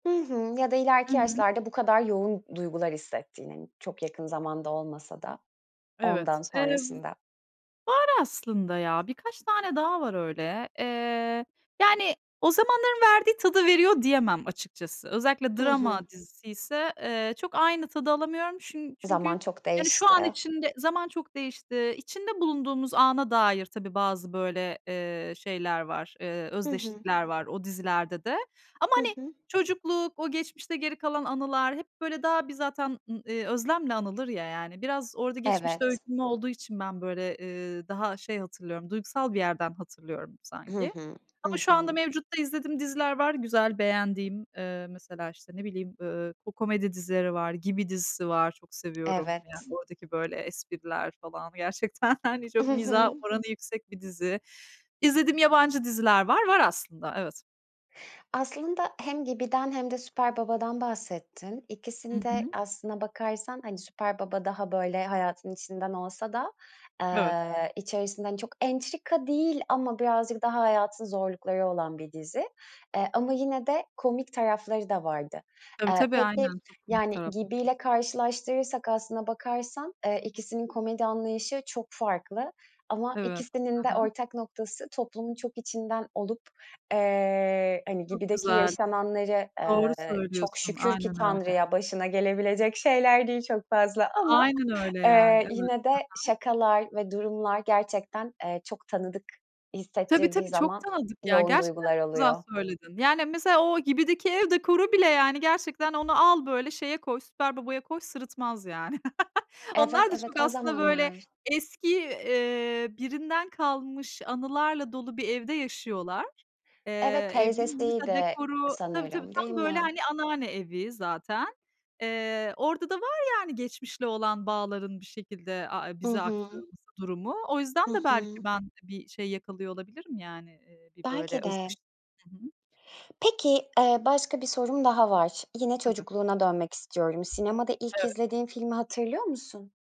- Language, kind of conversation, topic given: Turkish, podcast, Çocukluğundan aklında kalan bir dizi ya da filmi bana anlatır mısın?
- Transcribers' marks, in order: tapping; laughing while speaking: "gerçekten"; unintelligible speech; chuckle; other background noise